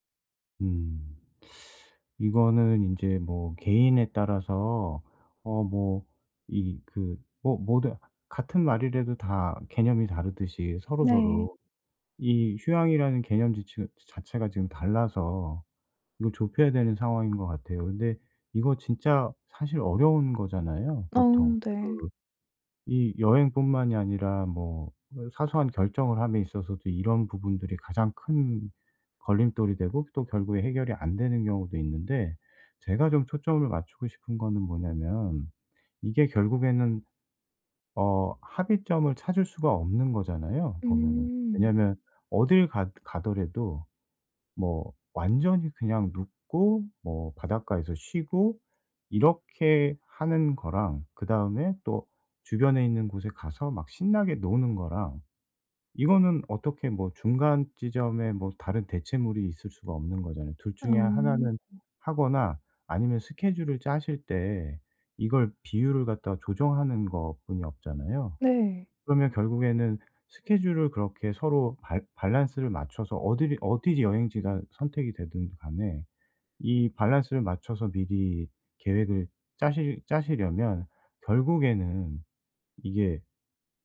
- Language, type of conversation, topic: Korean, advice, 짧은 휴가로도 충분히 만족하려면 어떻게 계획하고 우선순위를 정해야 하나요?
- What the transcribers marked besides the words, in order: teeth sucking; other background noise; tapping